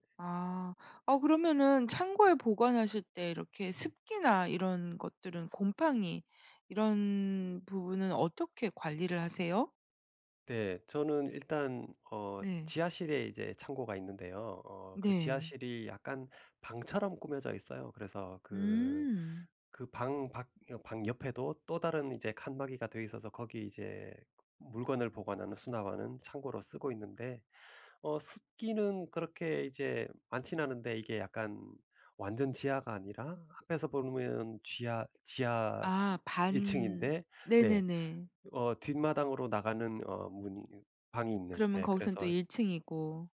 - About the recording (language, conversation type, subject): Korean, podcast, 작은 집이 더 넓어 보이게 하려면 무엇이 가장 중요할까요?
- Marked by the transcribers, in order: none